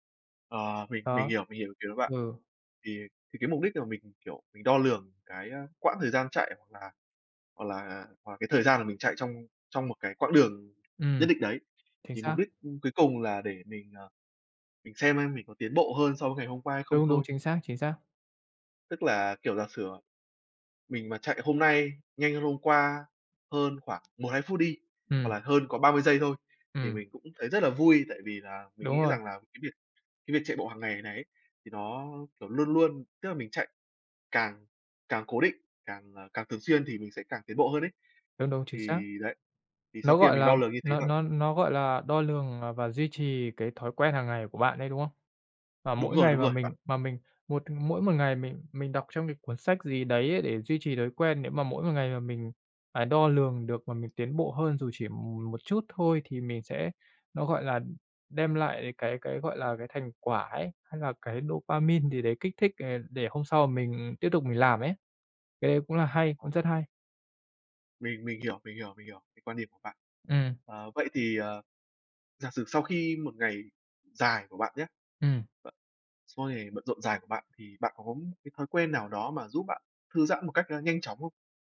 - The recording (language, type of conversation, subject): Vietnamese, unstructured, Bạn thường dành thời gian rảnh để làm gì?
- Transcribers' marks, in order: tapping; other background noise